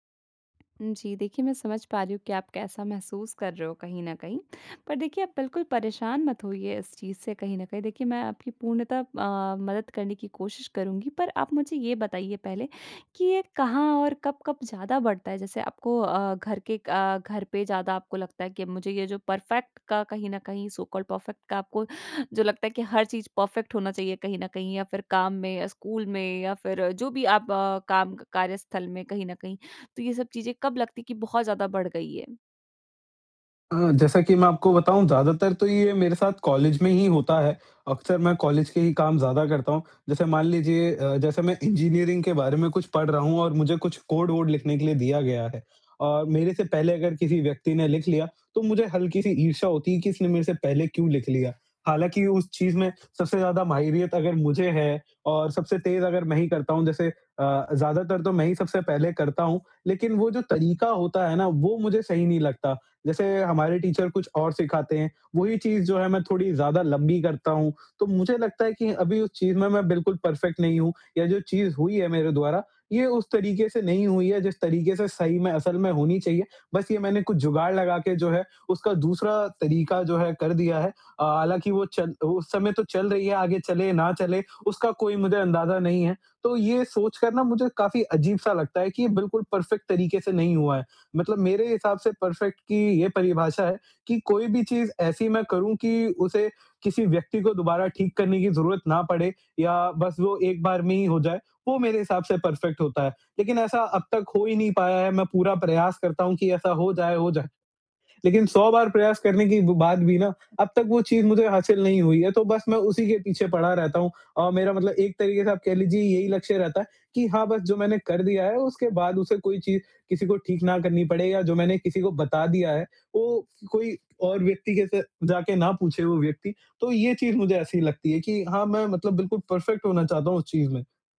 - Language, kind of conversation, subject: Hindi, advice, छोटी-छोटी बातों में पूर्णता की चाह और लगातार घबराहट
- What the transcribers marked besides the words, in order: in English: "परफेक्ट"; in English: "सो कॉल्ड परफेक्ट"; in English: "परफेक्ट"; in English: "टीचर"; in English: "परफेक्ट"; in English: "परफेक्ट"; in English: "परफेक्ट"; in English: "परफेक्ट"; in English: "परफेक्ट"